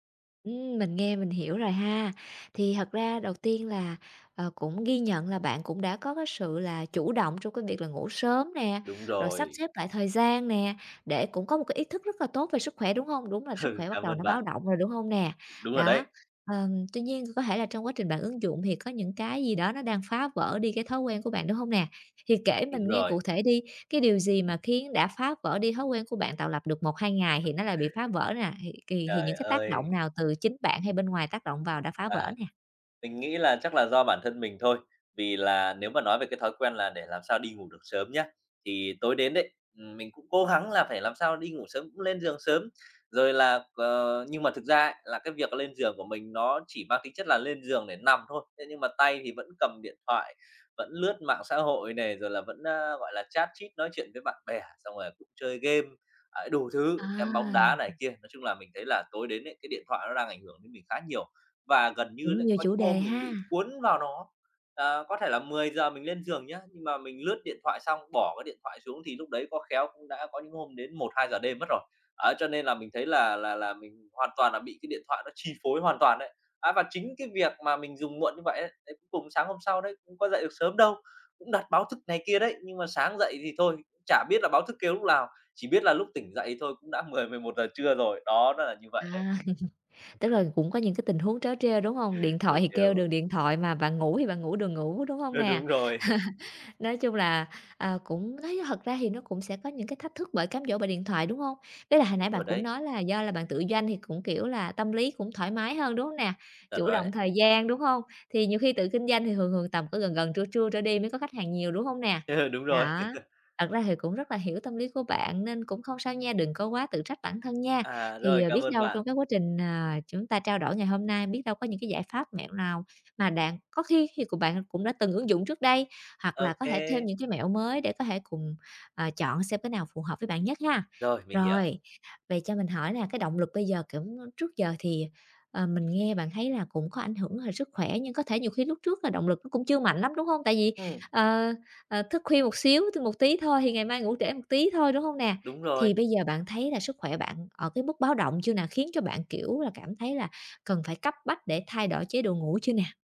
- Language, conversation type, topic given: Vietnamese, advice, Làm sao để thay đổi thói quen khi tôi liên tục thất bại?
- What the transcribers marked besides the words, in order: tapping; chuckle; other background noise; laugh; laughing while speaking: "Ơ, đúng rồi"; laugh; chuckle; chuckle; laugh